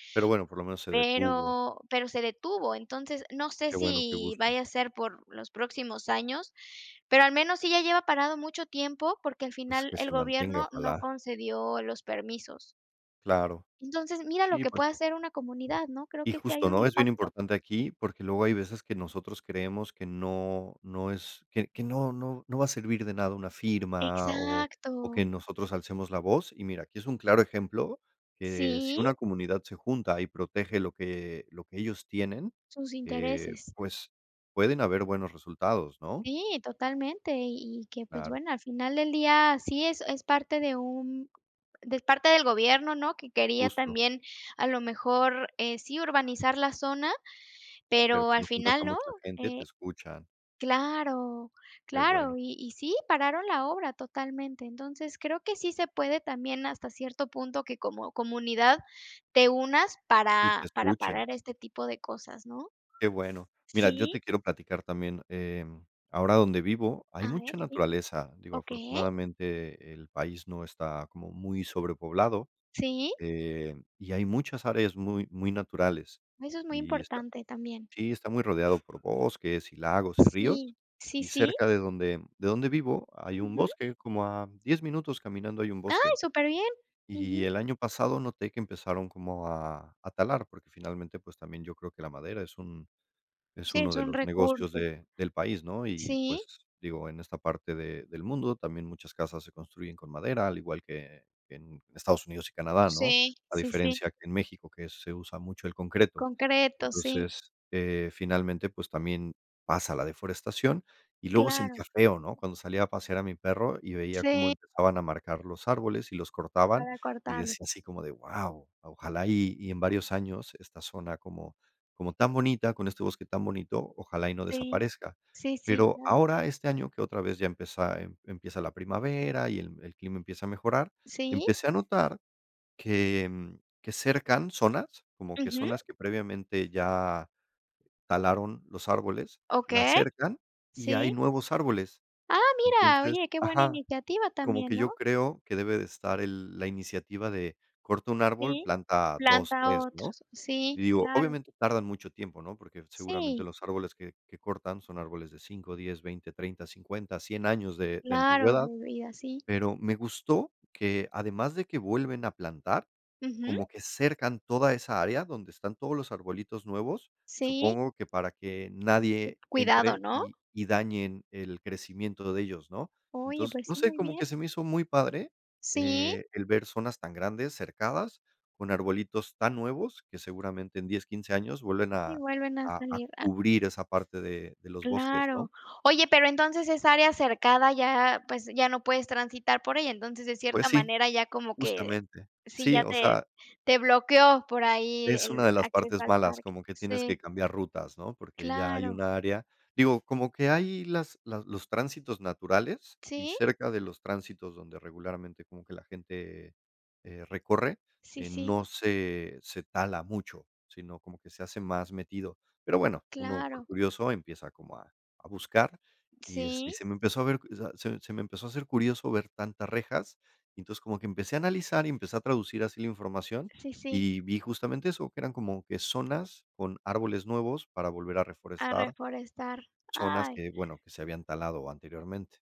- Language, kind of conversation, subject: Spanish, unstructured, ¿Por qué debemos respetar las áreas naturales cercanas?
- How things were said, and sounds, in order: other background noise; other noise; joyful: "Ay, súper bien"